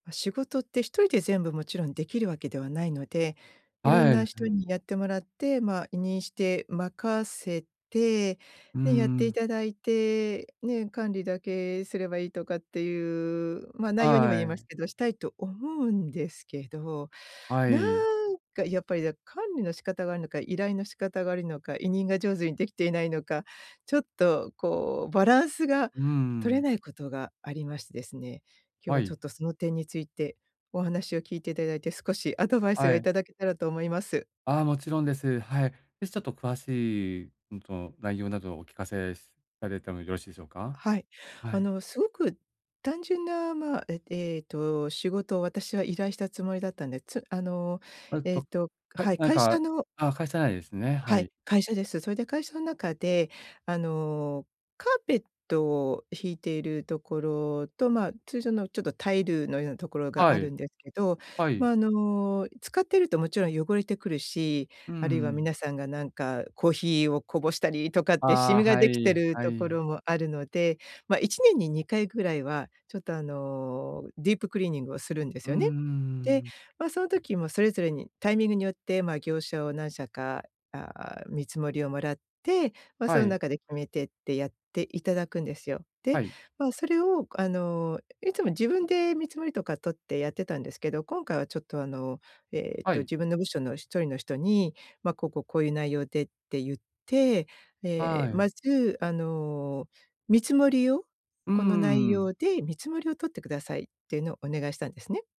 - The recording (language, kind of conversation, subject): Japanese, advice, 委任と管理のバランスを取る
- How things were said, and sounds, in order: none